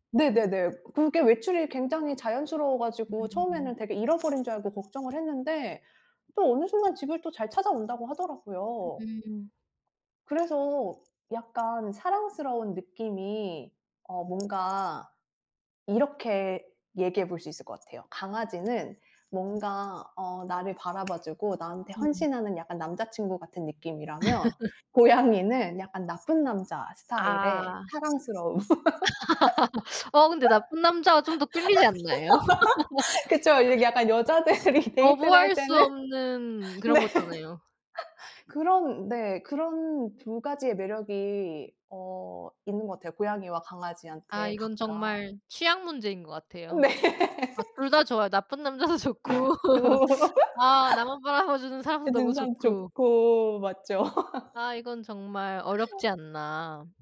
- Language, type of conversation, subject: Korean, unstructured, 고양이와 강아지 중 어떤 반려동물이 더 사랑스럽다고 생각하시나요?
- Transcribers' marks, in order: other background noise; laugh; laughing while speaking: "고양이는"; laugh; laugh; laughing while speaking: "여자들이"; laughing while speaking: "네"; laughing while speaking: "네"; laughing while speaking: "남자도 좋고"; laugh; laugh